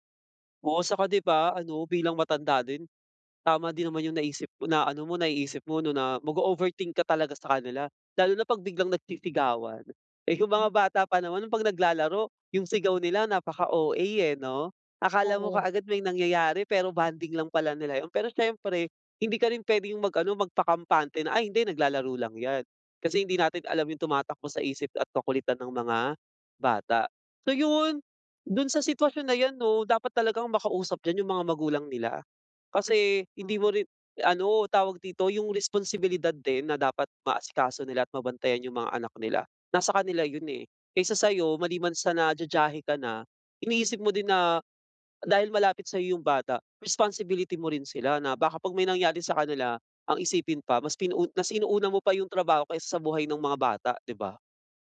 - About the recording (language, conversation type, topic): Filipino, advice, Paano ako makakapagpokus sa bahay kung maingay at madalas akong naaabala ng mga kaanak?
- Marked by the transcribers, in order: none